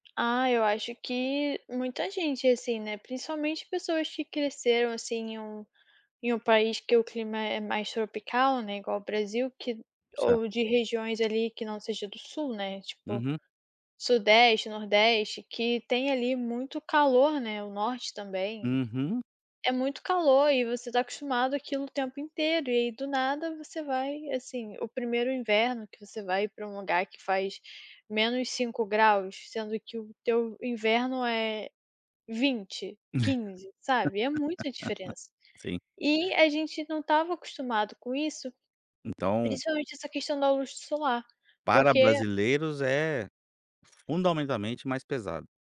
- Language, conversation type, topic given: Portuguese, podcast, Como você mantém a criatividade quando bate um bloqueio criativo?
- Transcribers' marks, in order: tapping; laugh